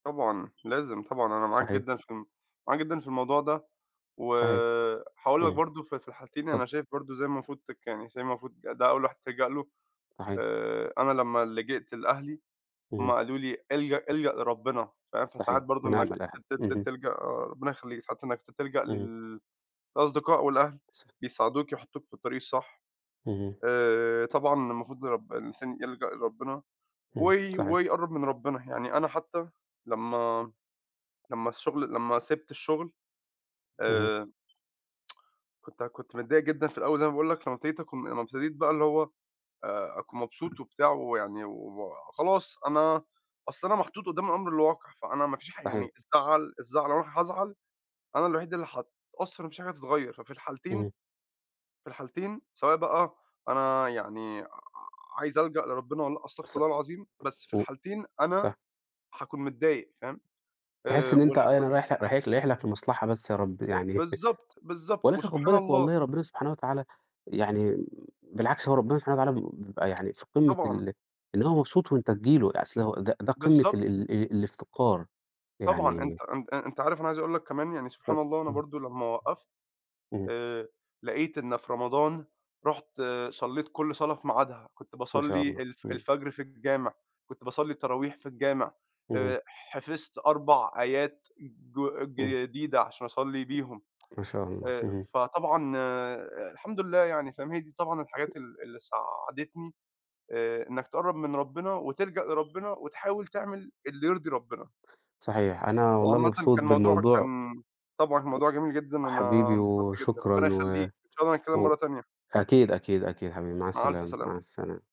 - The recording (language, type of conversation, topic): Arabic, unstructured, إيه هي اللحظة الصغيرة اللي بتخليك مبسوط خلال اليوم؟
- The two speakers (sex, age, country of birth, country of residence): male, 20-24, Egypt, United States; male, 30-34, Egypt, Portugal
- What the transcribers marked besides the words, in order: tapping; tsk; laughing while speaking: "يعني"